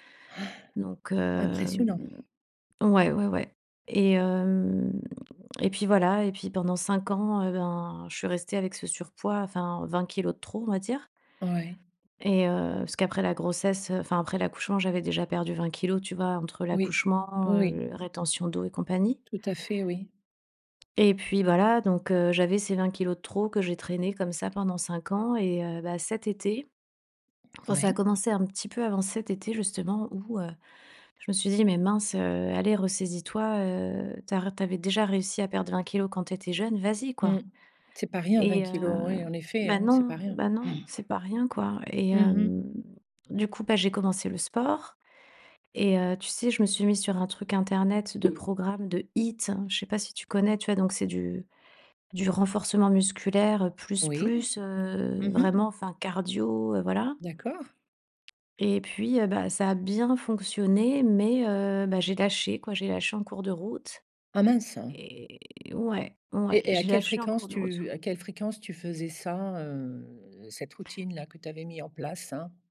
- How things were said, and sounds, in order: inhale; inhale; tapping
- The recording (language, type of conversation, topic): French, advice, Pourquoi avez-vous du mal à tenir un programme d’exercice régulier ?